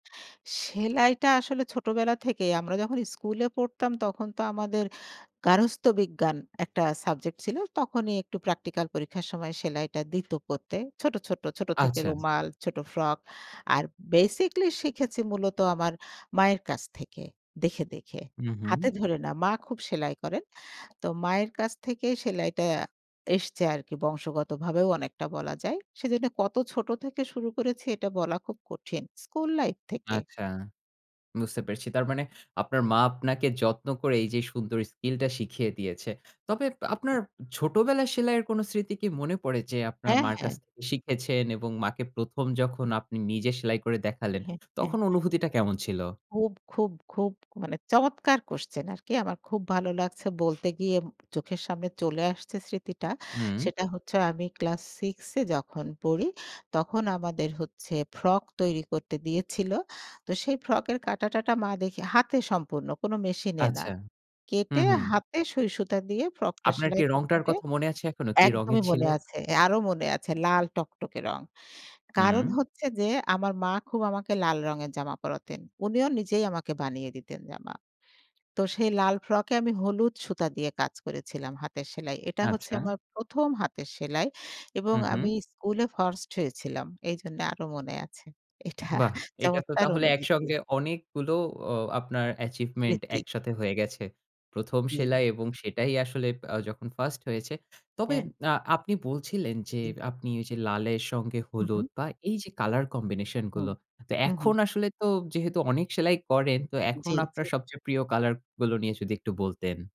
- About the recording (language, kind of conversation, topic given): Bengali, podcast, তোমার সবচেয়ে প্রিয় শখ কোনটি, আর সেটা তোমার ভালো লাগে কেন?
- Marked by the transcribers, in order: other background noise; in English: "basically"; in English: "skill"; laughing while speaking: "এটা চমৎকার অনুভূতি"; in English: "achievement"; in English: "combination"